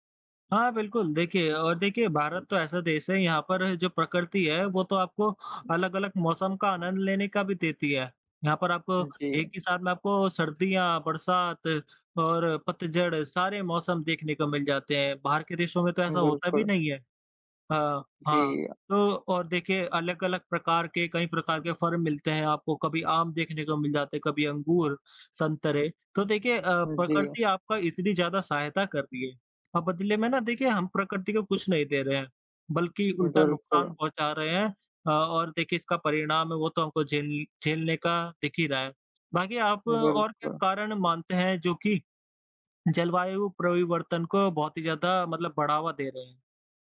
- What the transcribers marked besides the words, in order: tapping; "परिवर्तन" said as "प्रविवर्तन"
- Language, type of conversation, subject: Hindi, unstructured, क्या जलवायु परिवर्तन को रोकने के लिए नीतियाँ और अधिक सख्त करनी चाहिए?